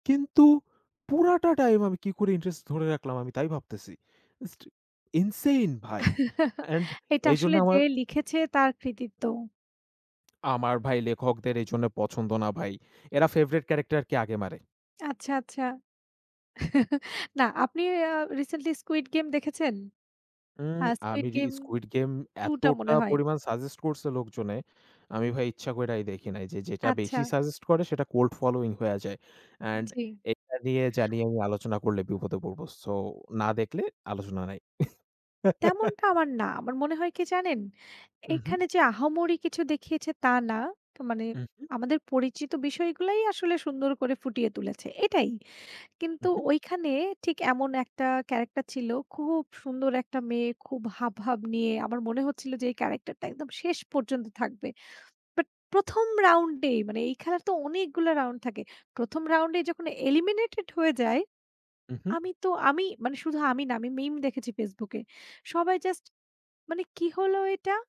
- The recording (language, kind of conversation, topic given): Bengali, unstructured, মুভি বা ধারাবাহিক কি আমাদের সামাজিক মানসিকতাকে বিকৃত করে?
- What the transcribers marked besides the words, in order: in English: "insane"; chuckle; chuckle; in English: "cold following"; laugh; bird; in English: "eliminated"